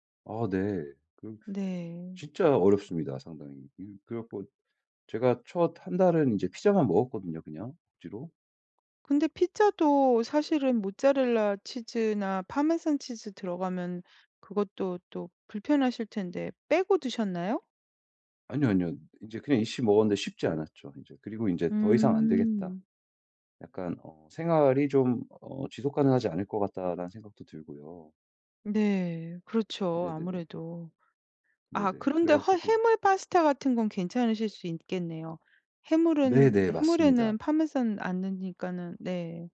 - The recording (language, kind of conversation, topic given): Korean, advice, 새로운 식문화와 식단 변화에 어떻게 잘 적응할 수 있을까요?
- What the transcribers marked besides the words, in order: other background noise; tapping; "있어" said as "있시"